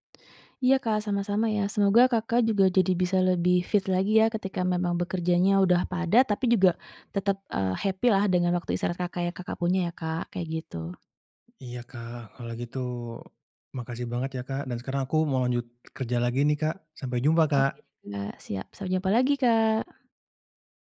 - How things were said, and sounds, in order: tapping; in English: "happy-lah"
- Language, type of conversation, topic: Indonesian, advice, Bagaimana saya bisa mengatur waktu istirahat atau me-time saat jadwal saya sangat padat?